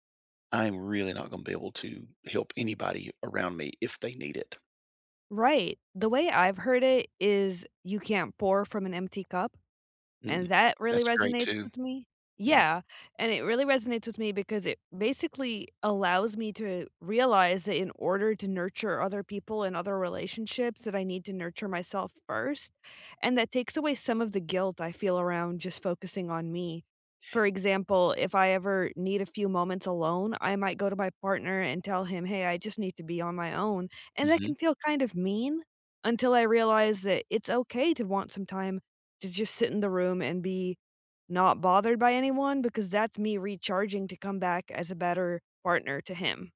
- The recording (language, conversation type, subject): English, unstructured, How do you practice self-care in your daily routine?
- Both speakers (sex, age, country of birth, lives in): female, 30-34, United States, United States; male, 60-64, United States, United States
- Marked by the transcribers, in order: other background noise; tapping; unintelligible speech